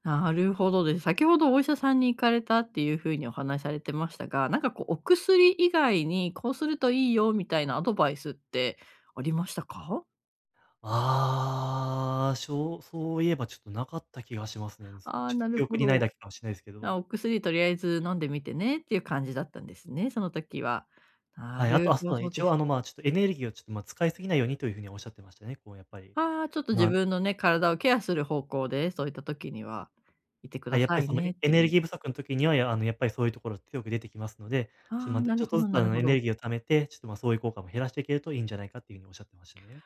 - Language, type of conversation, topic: Japanese, advice, 頭がぼんやりして集中できないとき、思考をはっきりさせて注意力を取り戻すにはどうすればよいですか？
- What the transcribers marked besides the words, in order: none